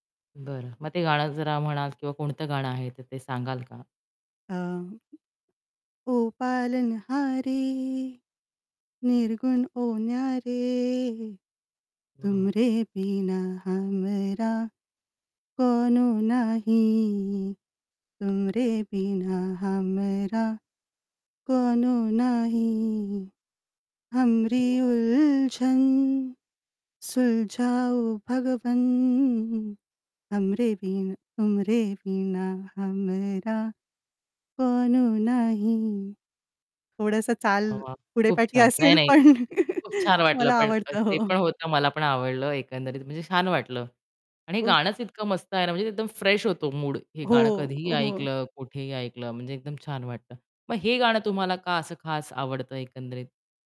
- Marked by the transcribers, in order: static; other noise; singing: "ओ पालन हारे निर्गुण हो … हमरा कोनो नाही"; tapping; distorted speech; chuckle; laughing while speaking: "मला आवडतं. हो"; in English: "फ्रेश"
- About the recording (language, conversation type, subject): Marathi, podcast, तुमच्या शेअर केलेल्या गीतसूचीतली पहिली तीन गाणी कोणती असतील?